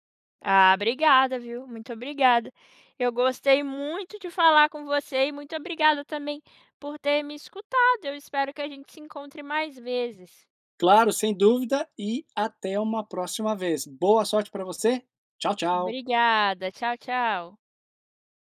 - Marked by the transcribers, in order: none
- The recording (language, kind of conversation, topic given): Portuguese, podcast, Qual foi um momento que realmente mudou a sua vida?